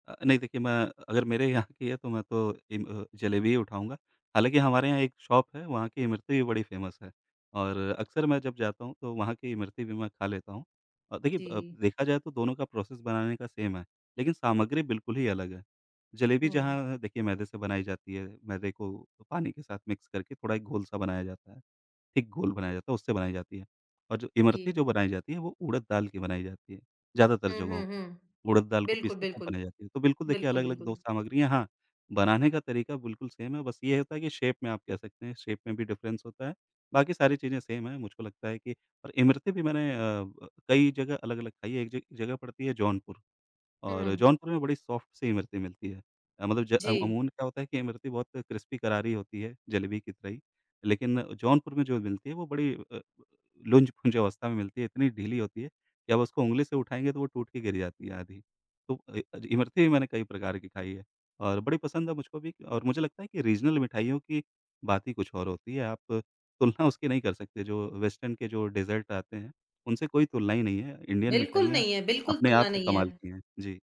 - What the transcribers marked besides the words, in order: in English: "शॉप"; in English: "फेमस"; in English: "प्रोसेस"; in English: "सेम"; in English: "मिक्स"; in English: "थिक"; in English: "सेम"; in English: "शेप"; in English: "शेप"; in English: "डिफरेंस"; in English: "सेम"; in English: "सॉफ्ट"; in English: "क्रिस्पी"; in English: "रीज़नल"; in English: "वेस्टर्न"; in English: "डेज़र्ट"; in English: "इंडियन"
- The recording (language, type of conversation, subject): Hindi, podcast, तुम्हारे इलाके में सबसे लोकप्रिय सड़क का खाना क्या है और लोग उसे क्यों पसंद करते हैं?